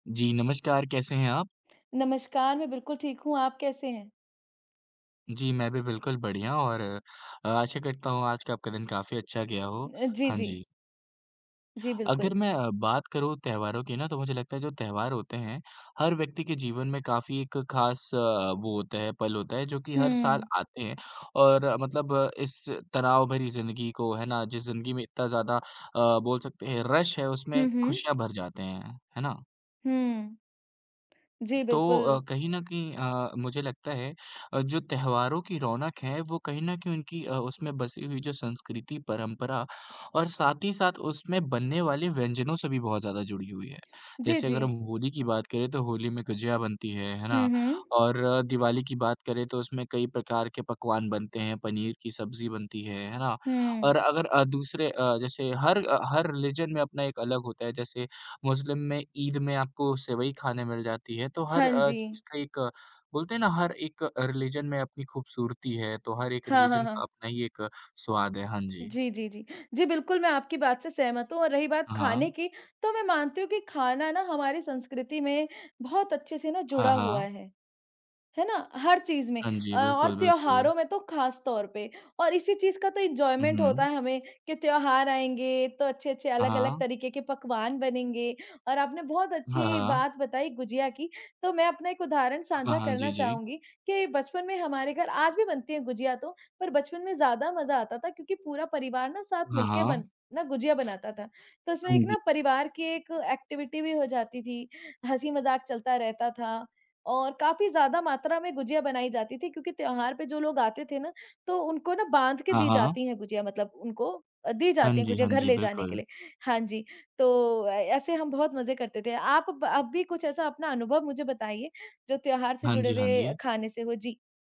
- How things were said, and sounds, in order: in English: "रश"; in English: "रिलिजन"; in English: "रिलिजन"; in English: "रिलिजन"; in English: "एन्जॉयमेंट"; in English: "एक्टिविटी"
- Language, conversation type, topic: Hindi, unstructured, आपके पसंदीदा त्योहार पर बनने वाला खास व्यंजन कौन सा है?